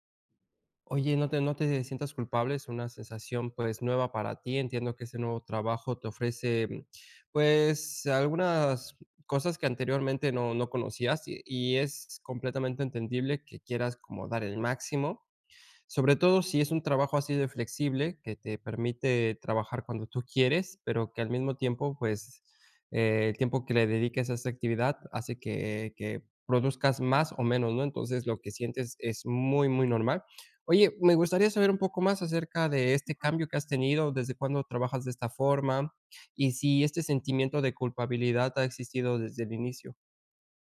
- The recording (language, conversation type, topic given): Spanish, advice, ¿Cómo puedo tomarme pausas de ocio sin sentir culpa ni juzgarme?
- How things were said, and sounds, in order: none